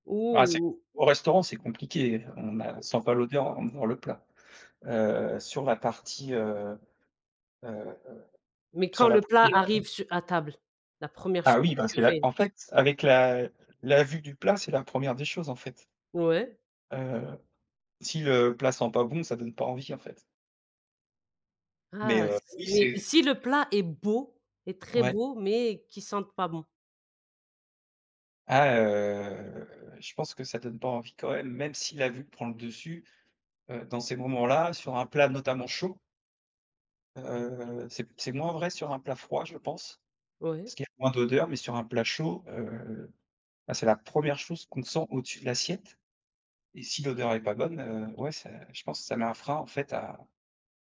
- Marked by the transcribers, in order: other background noise; stressed: "beau"; drawn out: "heu"
- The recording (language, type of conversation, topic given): French, podcast, Quelle odeur de cuisine te transporte instantanément ?